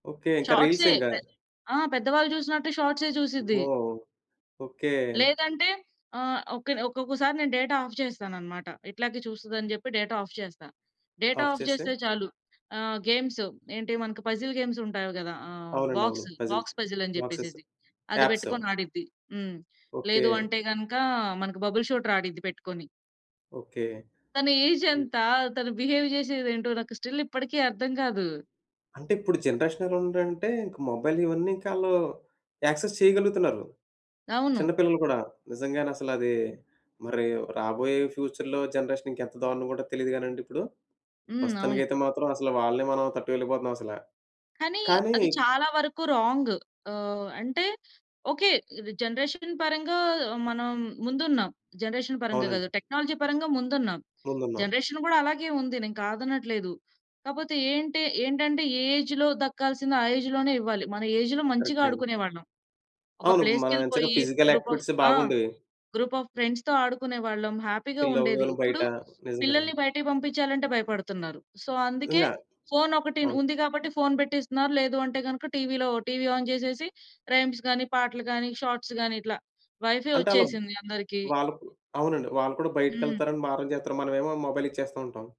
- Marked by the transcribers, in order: in English: "రీల్స్"; other background noise; in English: "డేటా ఆఫ్"; in English: "డేటా ఆఫ్"; in English: "ఆఫ్"; in English: "డేటా ఆఫ్"; in English: "పజిల్ గేమ్స్"; in English: "బాక్స్ పజిల్"; in English: "ట్యాప్‌సో"; in English: "బబుల్ షూటర్"; in English: "ఏజ్"; in English: "బిహేవ్"; in English: "స్టిల్"; in English: "జనరేషన్"; in English: "మొబైల్"; in English: "యాక్సెస్"; in English: "ఫ్యూచర్‌లో జనరేషన్"; in English: "జనరేషన్"; in English: "జనరేషన్"; in English: "టెక్నాలజీ"; in English: "జనరేషన్"; in English: "ఏజ్‌లో"; in English: "ఏజ్‌లోనే"; in English: "ఏజ్‌లో"; in English: "ప్లేస్‌కెళ్ళిపోయి గ్రూప్ ఆఫ్"; in English: "కరెక్ట్"; in English: "గ్రూప్ ఆఫ్ ఫ్రెండ్స్‌తో"; in English: "హ్యాపీగా"; in English: "చిల్"; in English: "సో"; background speech; in English: "ఆన్"; in English: "రైమ్స్"; in English: "షార్ట్స్"; in English: "వైఫై"; in English: "మొబైల్"
- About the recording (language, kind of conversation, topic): Telugu, podcast, రాత్రి ఫోన్‌ను పడకగదిలో ఉంచుకోవడం గురించి మీ అభిప్రాయం ఏమిటి?